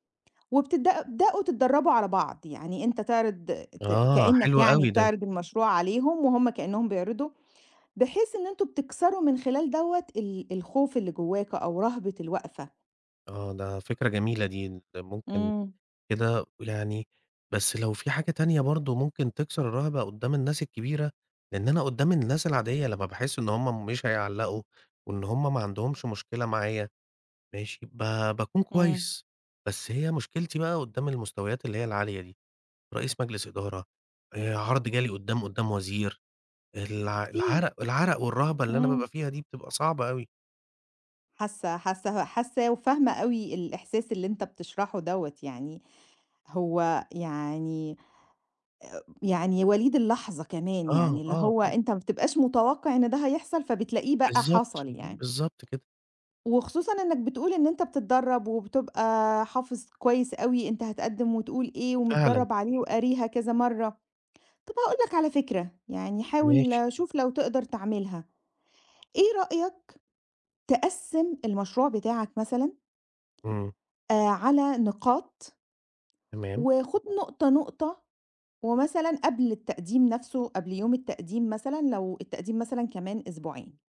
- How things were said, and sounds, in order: other noise; tapping; other background noise
- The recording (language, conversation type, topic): Arabic, advice, إزاي أقدر أتغلب على خوفي من الكلام قدام ناس في الشغل؟